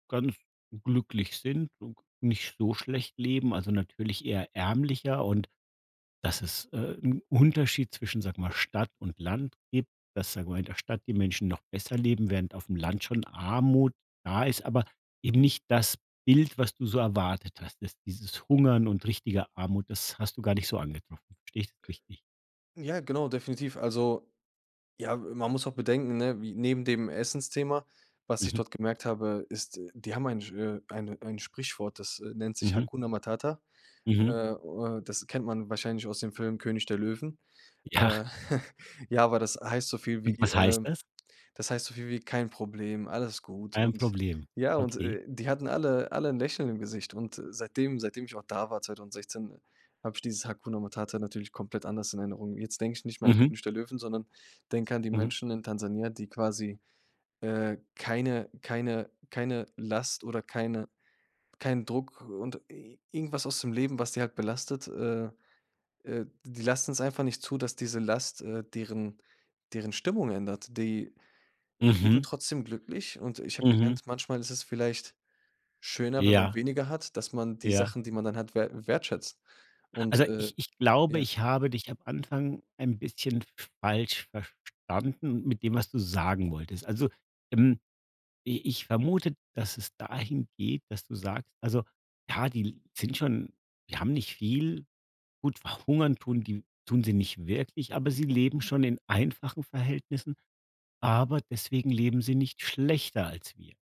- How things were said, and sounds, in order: chuckle
- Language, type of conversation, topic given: German, podcast, Wie hat Reisen deinen Stil verändert?